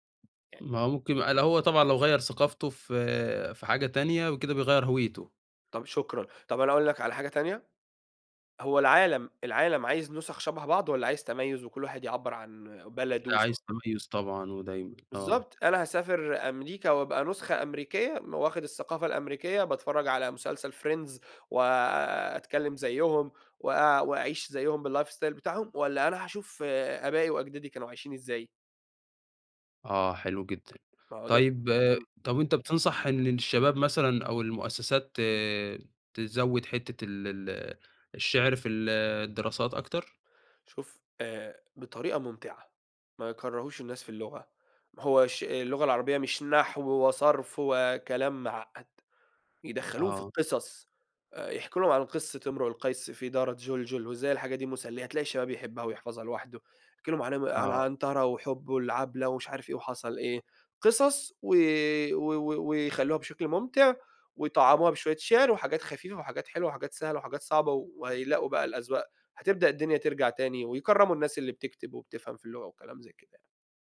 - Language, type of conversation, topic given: Arabic, podcast, إيه دور لغتك الأم في إنك تفضل محافظ على هويتك؟
- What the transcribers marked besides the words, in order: tapping; in English: "بالlife style"